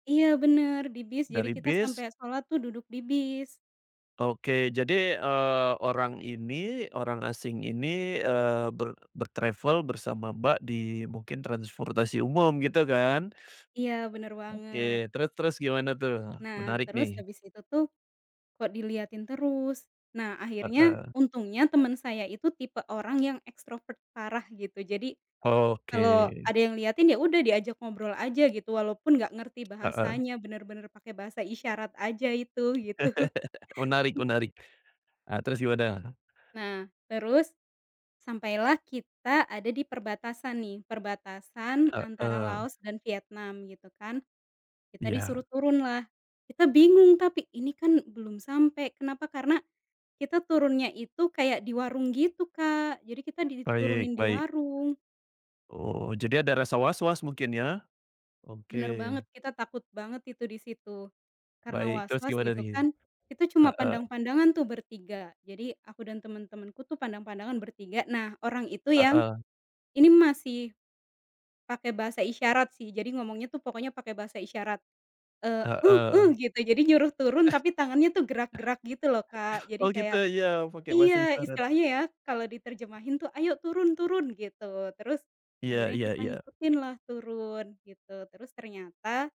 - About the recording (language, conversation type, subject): Indonesian, podcast, Pernahkah kamu bertemu orang asing yang membantumu saat sedang kesulitan, dan bagaimana ceritanya?
- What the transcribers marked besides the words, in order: in English: "ber-travel"; tapping; laugh; chuckle